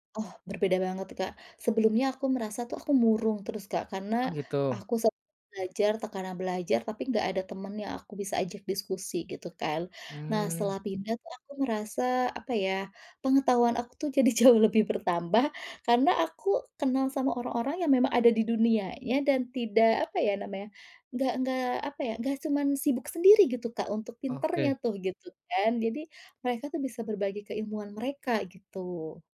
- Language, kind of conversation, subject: Indonesian, podcast, Pernahkah kamu mengalami momen kegagalan yang justru membuka peluang baru?
- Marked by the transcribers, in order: laughing while speaking: "jauh"; tapping